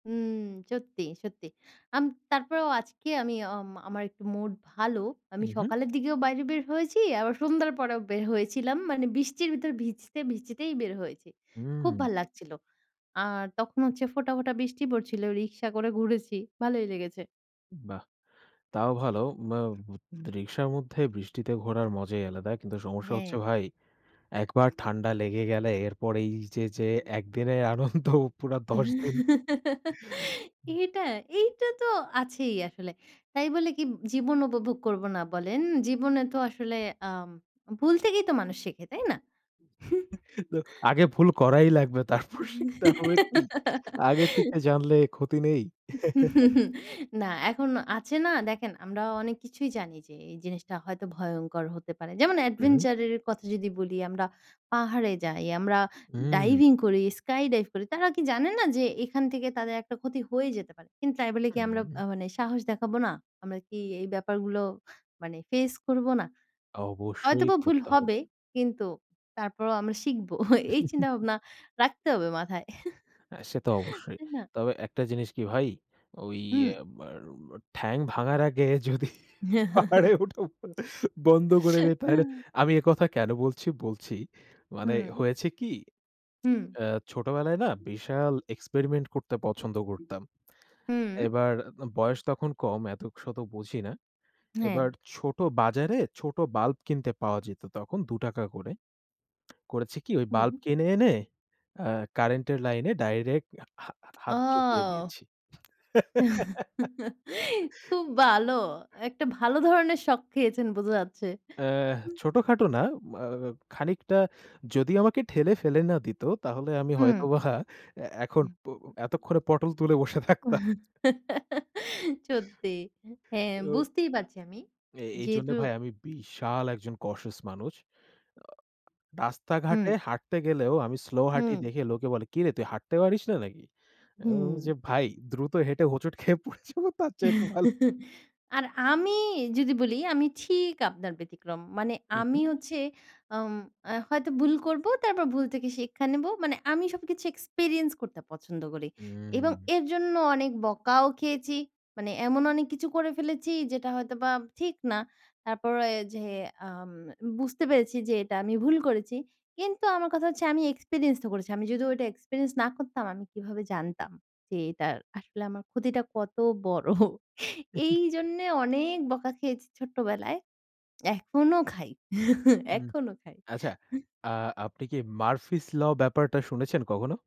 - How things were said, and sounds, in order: laughing while speaking: "একদিনের আনন্দ পুরা দশ দিন"; giggle; other background noise; chuckle; laughing while speaking: "তারপর শিখতে হবে কী?"; giggle; tapping; chuckle; chuckle; chuckle; chuckle; laughing while speaking: "যদি পাহাড়ে উঠা বন্ধ করে দেই"; snort; chuckle; tsk; tsk; chuckle; giggle; laughing while speaking: "হয়তোবা"; unintelligible speech; giggle; laughing while speaking: "বসে থাকতাম"; laughing while speaking: "পড়ে যাবো তার চেয়ে ভালো"; chuckle; put-on voice: "এর জন্য অনেক বকাও খেয়েছি"; laughing while speaking: "বড়"; put-on voice: "এই জন্যে অনেক বকা খেয়েছি ছোট্টবেলায়"; chuckle; other noise
- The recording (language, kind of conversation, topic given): Bengali, unstructured, আপনি জীবনের সবচেয়ে বড় ভুল থেকে কী শিখেছেন?